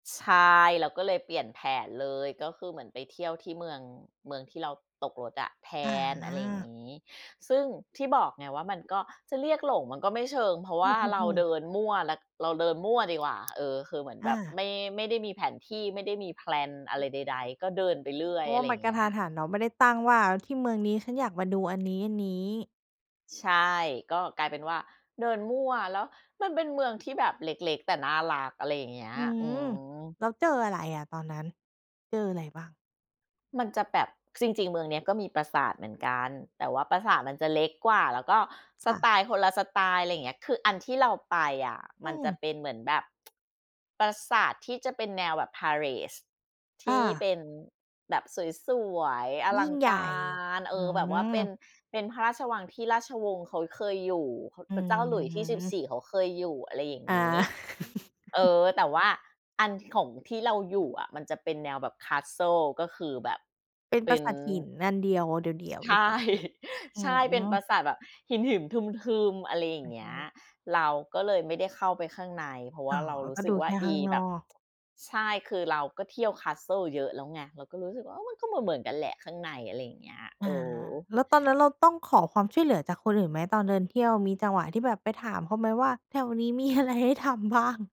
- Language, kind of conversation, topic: Thai, podcast, คุณเคยหลงทางตอนเดินทางไปเมืองไกลไหม แล้วตอนนั้นเกิดอะไรขึ้นบ้าง?
- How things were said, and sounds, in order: tapping; other background noise; tsk; in English: "Palace"; chuckle; in English: "Castle"; laughing while speaking: "ใช่"; unintelligible speech; tsk; in English: "Castle"; laughing while speaking: "มีอะไรให้ทำบ้าง ?"